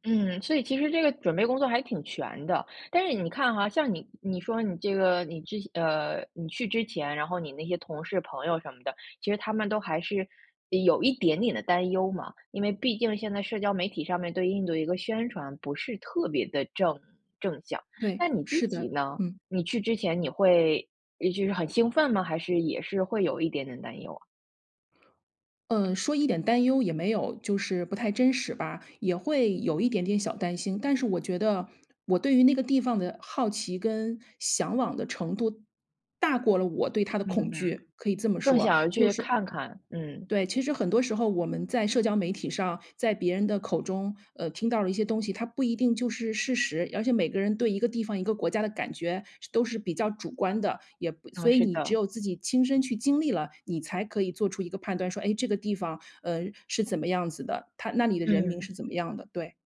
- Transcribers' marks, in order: "向往" said as "想往"
- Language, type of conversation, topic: Chinese, podcast, 有没有哪次经历让你特别难忘？